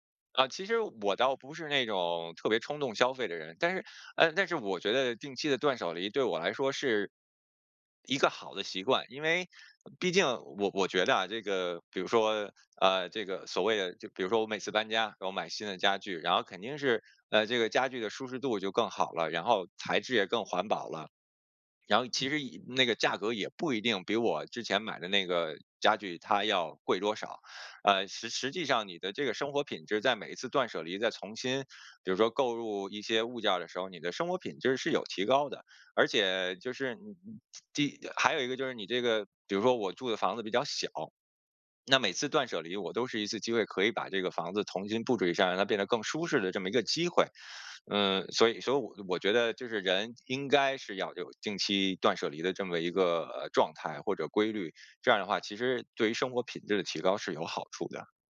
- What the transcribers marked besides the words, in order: "重" said as "从"; "重" said as "从"
- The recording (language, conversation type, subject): Chinese, podcast, 你有哪些断舍离的经验可以分享？